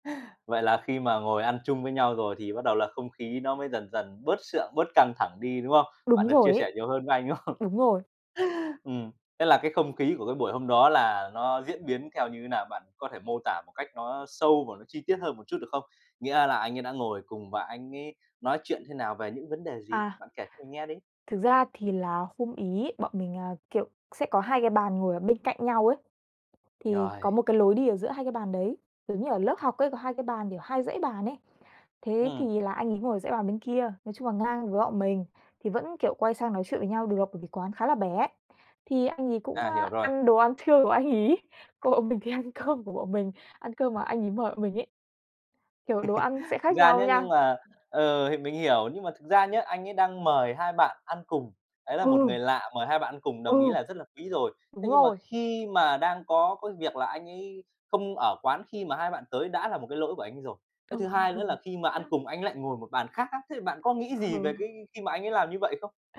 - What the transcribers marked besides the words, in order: laughing while speaking: "đúng không?"; tapping; other background noise; laughing while speaking: "cơm"; chuckle; laughing while speaking: "Ừ"; laughing while speaking: "Ừ"
- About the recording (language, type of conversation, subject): Vietnamese, podcast, Bạn có thể kể về lần bạn được người lạ mời ăn cùng không?